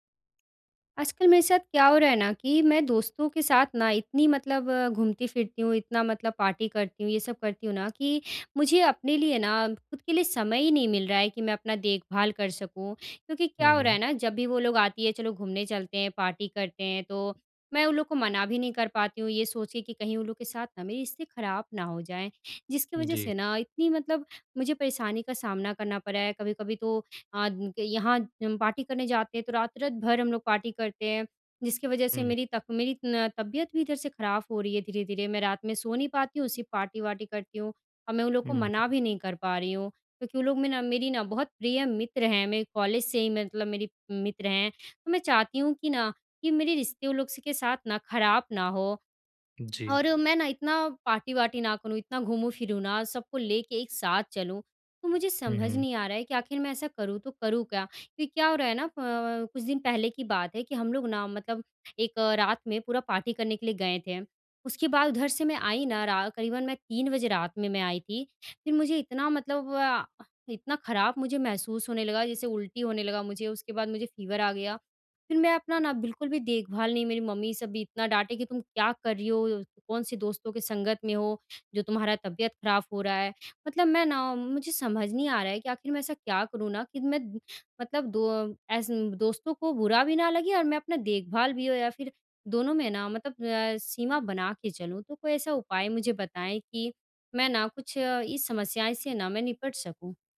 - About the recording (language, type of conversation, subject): Hindi, advice, दोस्ती में बिना बुरा लगे सीमाएँ कैसे तय करूँ और अपनी आत्म-देखभाल कैसे करूँ?
- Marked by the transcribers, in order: in English: "पार्टी"; in English: "पार्टी"; in English: "पार्टी"; in English: "पार्टी"; "ख़राब" said as "खराफ़"; in English: "पार्टी"; in English: "पार्टी"; in English: "पार्टी"; in English: "फ़ीवर"; "खराब" said as "खराफ़"